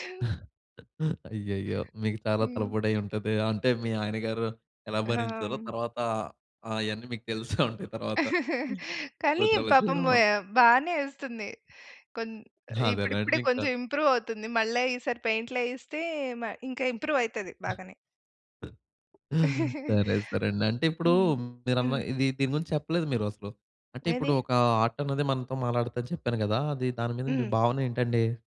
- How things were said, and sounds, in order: chuckle; other background noise; tapping; laughing while speaking: "తెలుసే ఉంటాయి తర్వాత"; chuckle; in English: "ఇంప్రూవ్"; in English: "ఇంప్రూవ్"; chuckle
- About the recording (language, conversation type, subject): Telugu, podcast, మీరు మీ మొదటి కళా కృతి లేదా రచనను ఇతరులతో పంచుకున్నప్పుడు మీకు ఎలా అనిపించింది?